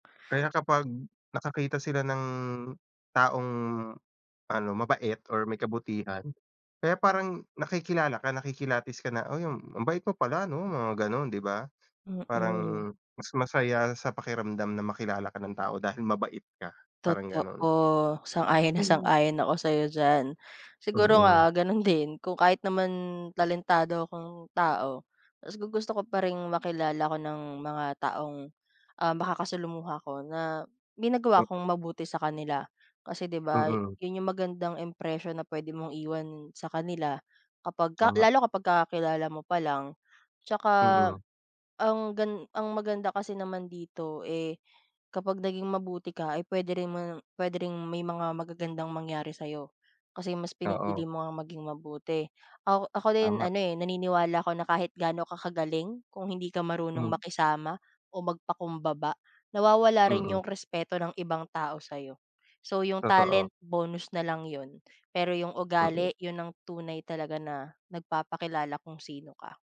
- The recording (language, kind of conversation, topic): Filipino, unstructured, Mas gugustuhin mo bang makilala dahil sa iyong talento o sa iyong kabutihan?
- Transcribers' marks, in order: tapping